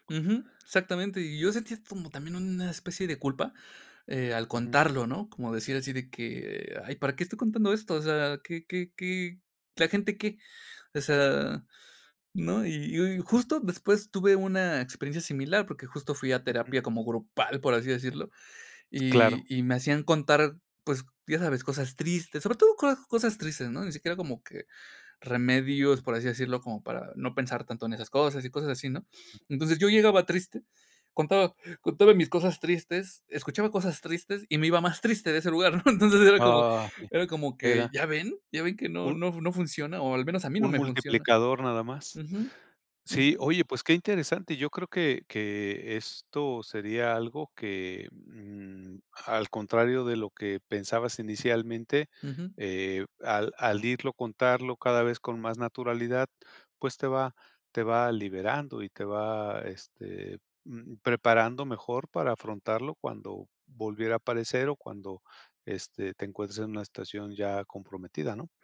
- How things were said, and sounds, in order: other background noise; chuckle; unintelligible speech
- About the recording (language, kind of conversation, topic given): Spanish, podcast, ¿Cómo manejar los pensamientos durante la práctica?